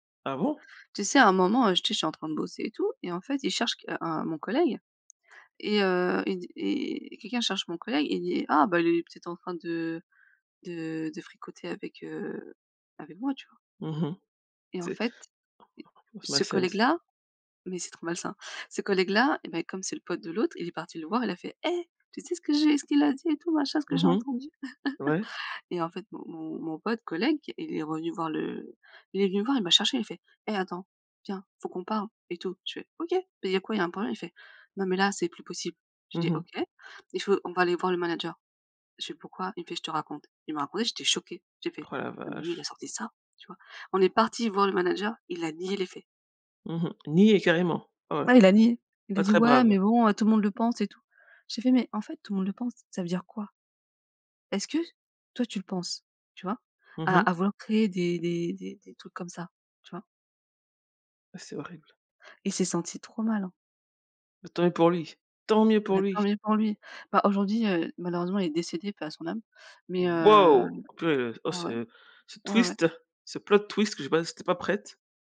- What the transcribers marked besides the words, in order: unintelligible speech; in English: "Was my sense"; chuckle; stressed: "tant"; surprised: "Waouh !"; stressed: "Waouh"; in English: "plot"
- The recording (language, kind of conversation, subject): French, unstructured, Est-il acceptable de manipuler pour réussir ?